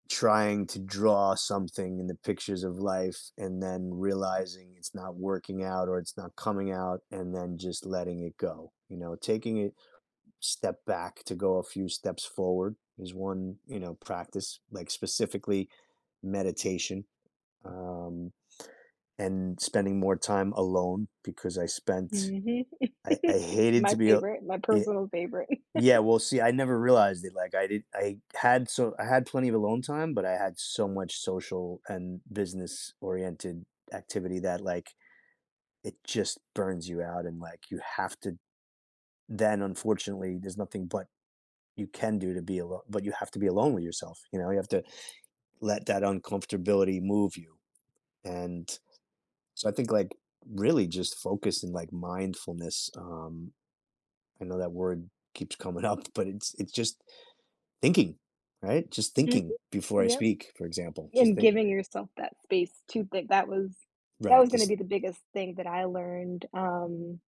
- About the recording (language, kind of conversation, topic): English, unstructured, How can practicing mindfulness help us better understand ourselves?
- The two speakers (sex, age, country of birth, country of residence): female, 35-39, United States, United States; male, 50-54, United States, United States
- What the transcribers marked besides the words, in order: tapping; chuckle; chuckle; other background noise; laughing while speaking: "up"